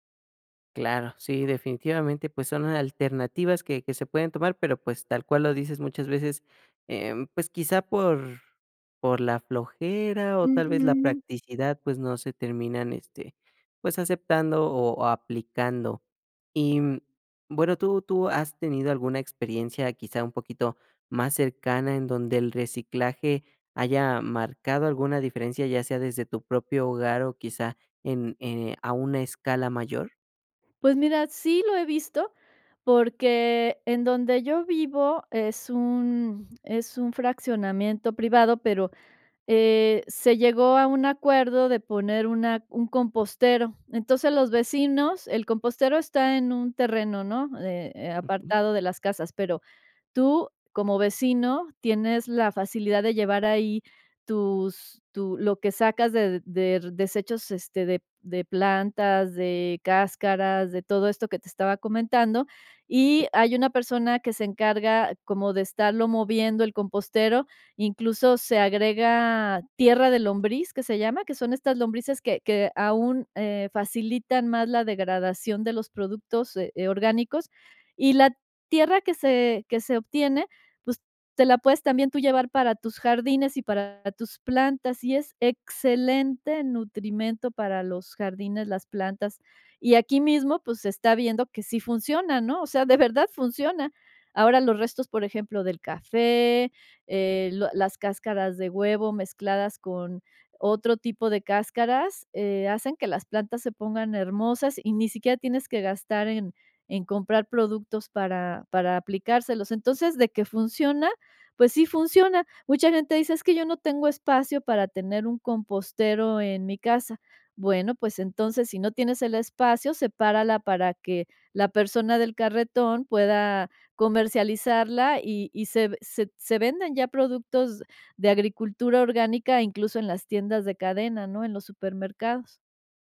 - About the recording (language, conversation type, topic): Spanish, podcast, ¿Realmente funciona el reciclaje?
- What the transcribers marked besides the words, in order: none